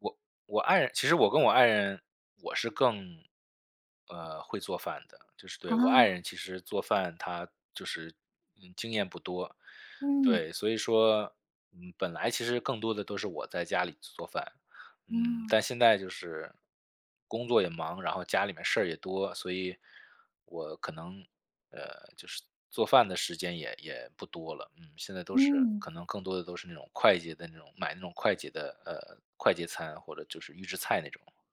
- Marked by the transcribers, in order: other background noise
- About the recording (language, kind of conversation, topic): Chinese, advice, 如何控制零食冲动